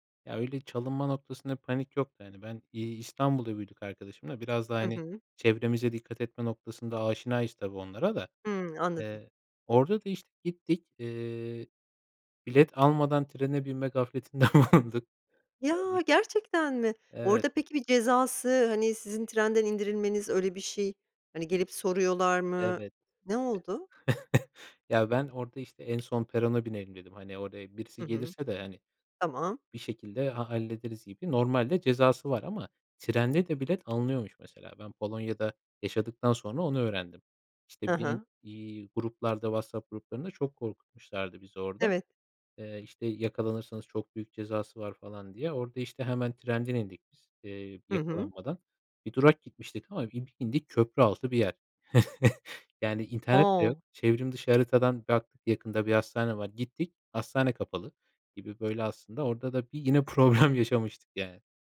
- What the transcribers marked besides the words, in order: laughing while speaking: "bulunduk"; other background noise; chuckle; chuckle; laughing while speaking: "problem"
- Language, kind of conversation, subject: Turkish, podcast, En unutulmaz seyahat deneyimini anlatır mısın?